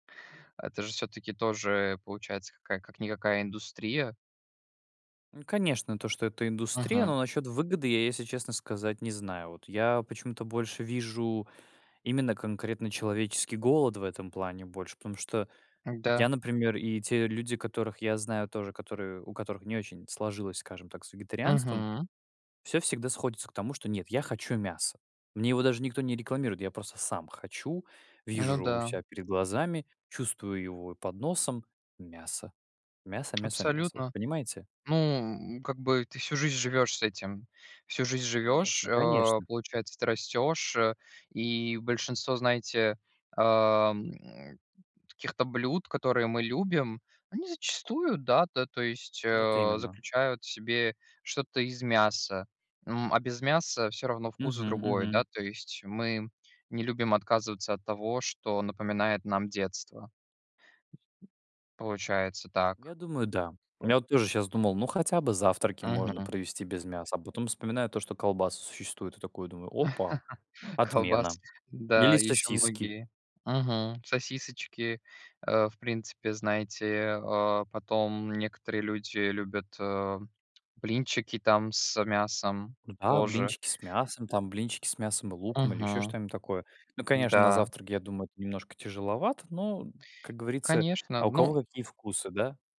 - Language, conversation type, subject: Russian, unstructured, Почему многие считают, что вегетарианство навязывается обществу?
- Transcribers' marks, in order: tapping; other noise; laugh